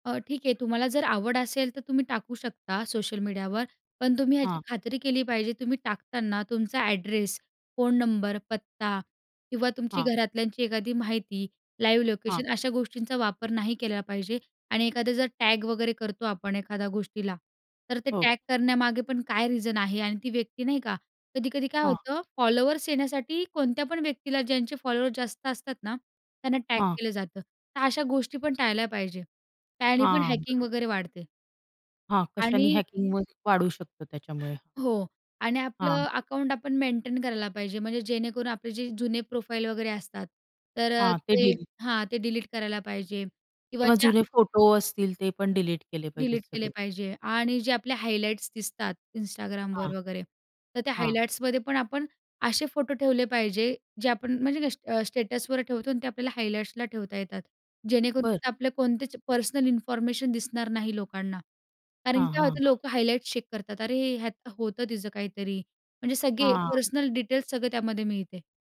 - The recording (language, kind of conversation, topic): Marathi, podcast, सोशल मीडियावर तुम्ही तुमची गोपनीयता कितपत जपता?
- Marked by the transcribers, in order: in English: "ॲड्रेस"; other background noise; in English: "लाईव्ह लोकेशन"; tapping; in English: "रिझन"; in English: "हॅकिंग"; in English: "अकाउंट"; in English: "प्रोफाइल"; in English: "स्टेटसवर"; in English: "पर्सनल इन्फॉर्मेशन"; in English: "पर्सनल डिटेल्स"